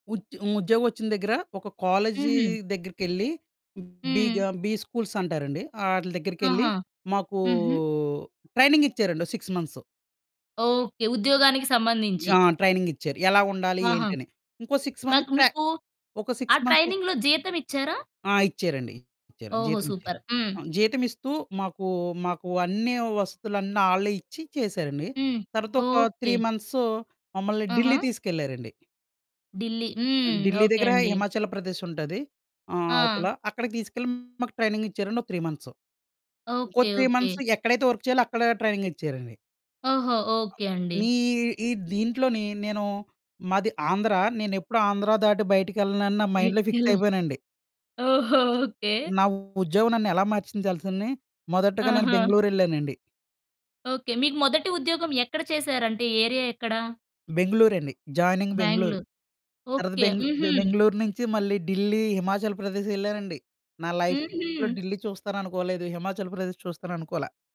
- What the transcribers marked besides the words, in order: distorted speech; in English: "బి స్కూల్స్"; in English: "ట్రైనింగ్"; in English: "సిక్స్"; in English: "ట్రైనింగ్"; in English: "సిక్స్ మంత్స్"; in English: "ట్రైనింగ్‌లో"; in English: "సిక్స్ మంత్స్"; in English: "సూపర్"; in English: "త్రీ"; in English: "ట్రైనింగ్"; in English: "త్రీ"; in English: "త్రీ మంత్స్"; in English: "వర్క్"; in English: "ట్రైనింగ్"; in English: "మైండ్‌లో ఫిక్స్"; in English: "ఏరియా"; in English: "జాయినింగ్"; in English: "లైఫ్‌లో"
- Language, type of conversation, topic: Telugu, podcast, మీ మొదటి ఉద్యోగం మీ జీవితాన్ని ఎలా మార్చింది?